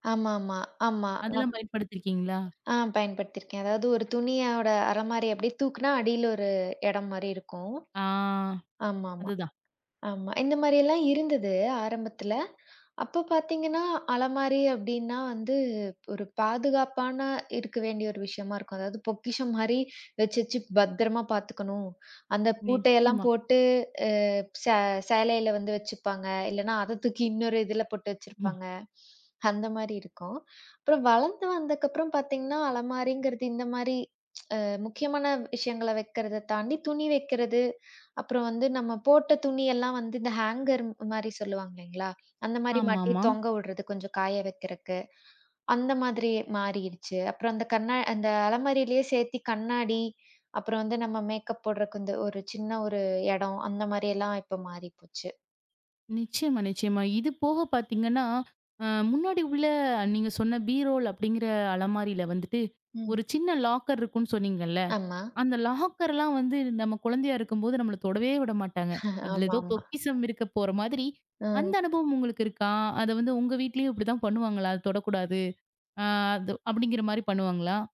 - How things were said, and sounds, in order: other noise; "அலமாரி" said as "அரமாரி"; drawn out: "ஆ"; tsk; in English: "ஹேங்கர்"; tapping; in English: "லாக்கர்"; chuckle; in English: "லாக்கர்ல்லாம்"; "ஆமா" said as "அம்மா"; drawn out: "தொடவே"; chuckle; other background noise
- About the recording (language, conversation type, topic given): Tamil, podcast, ஒரு சில வருடங்களில் உங்கள் அலமாரி எப்படி மாறியது என்று சொல்ல முடியுமா?